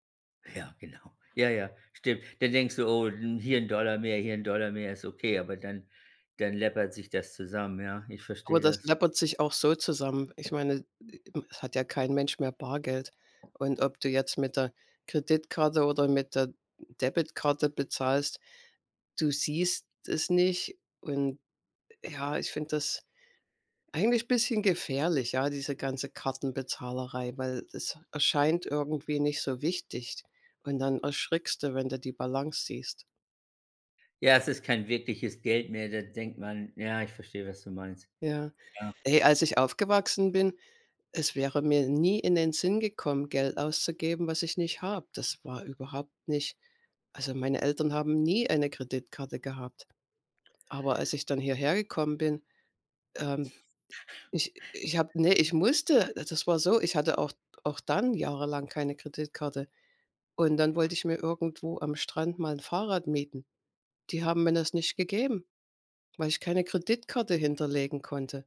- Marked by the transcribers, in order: other noise
- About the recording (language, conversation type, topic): German, unstructured, Wie sparst du am liebsten Geld?